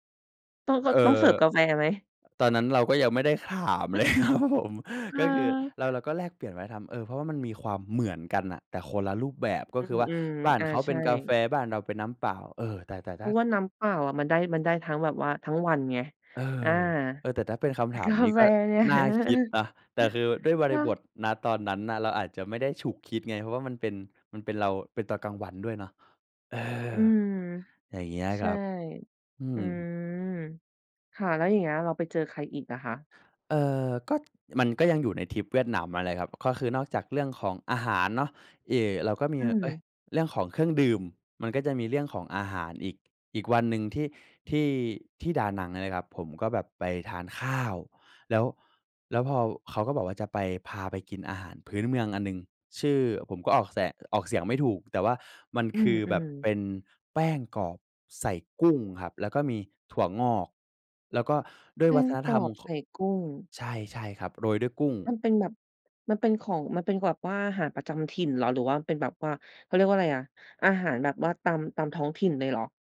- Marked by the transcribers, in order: tapping; laughing while speaking: "ครับผม"; stressed: "เหมือน"; laughing while speaking: "กาแฟเนี่ย"; "เอ่อ" said as "เอ่"
- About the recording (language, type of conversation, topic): Thai, podcast, เคยมีประสบการณ์แลกเปลี่ยนวัฒนธรรมกับใครที่ทำให้ประทับใจไหม?